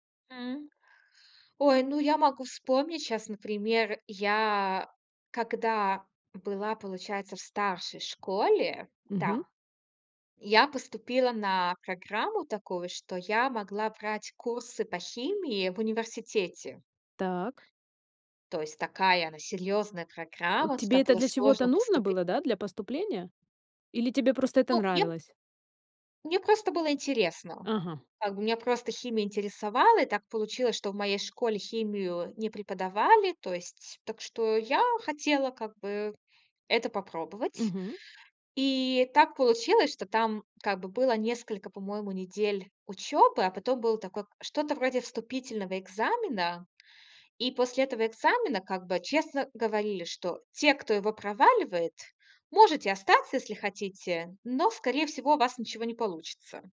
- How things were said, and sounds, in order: tapping; other background noise
- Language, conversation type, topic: Russian, podcast, Как понять, что ты достиг цели, а не просто занят?